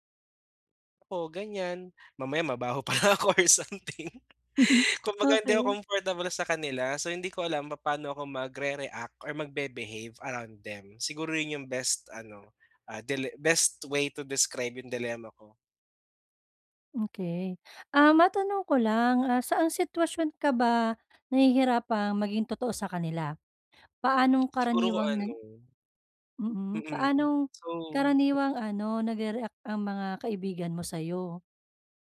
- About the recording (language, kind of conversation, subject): Filipino, advice, Paano ako mananatiling totoo sa sarili habang nakikisama sa mga kaibigan?
- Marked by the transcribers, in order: laughing while speaking: "pala ako or something"; chuckle; in English: "best way to describe"